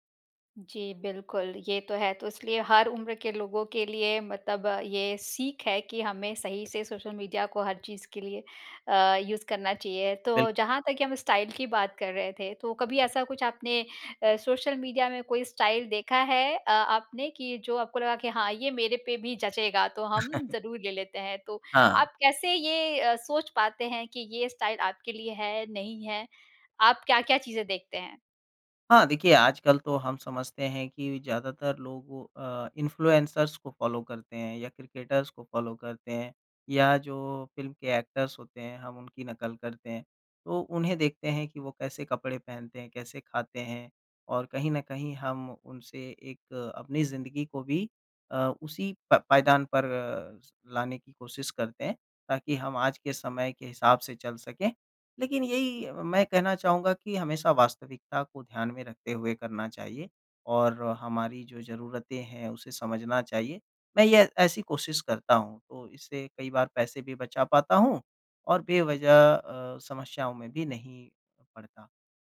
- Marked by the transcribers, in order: in English: "यूज़"; in English: "स्टाइल"; in English: "स्टाइल"; chuckle; in English: "स्टाइल"; in English: "फ़ॉलो"; in English: "क्रिकेटर्स"; in English: "फॉलो"; in English: "एक्टर्स"
- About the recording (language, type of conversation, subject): Hindi, podcast, सोशल मीडिया ने आपके स्टाइल को कैसे बदला है?